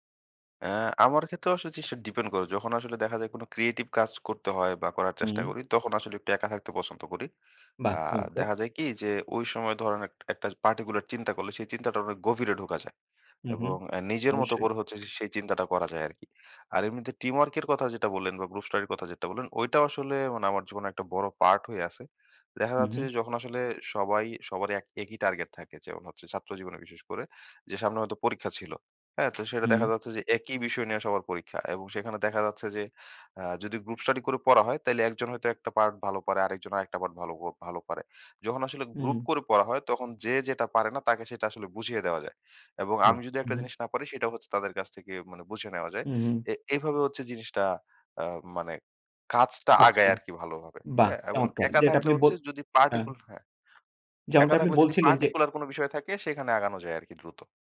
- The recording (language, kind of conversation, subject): Bengali, podcast, আপনি একা অনুভব করলে সাধারণত কী করেন?
- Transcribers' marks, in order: "জিনিসটা" said as "যেসে"; tapping